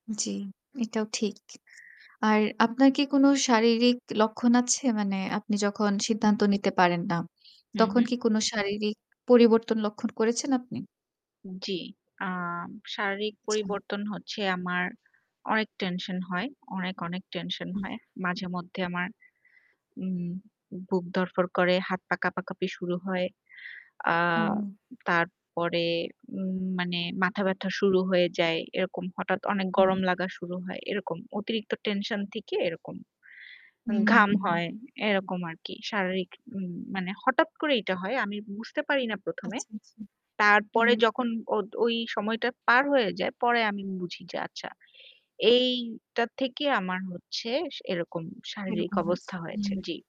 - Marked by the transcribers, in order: static; other background noise
- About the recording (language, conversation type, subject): Bengali, advice, সিদ্ধান্ত নিতে অক্ষম হয়ে পড়লে এবং উদ্বেগে ভুগলে আপনি কীভাবে তা মোকাবিলা করেন?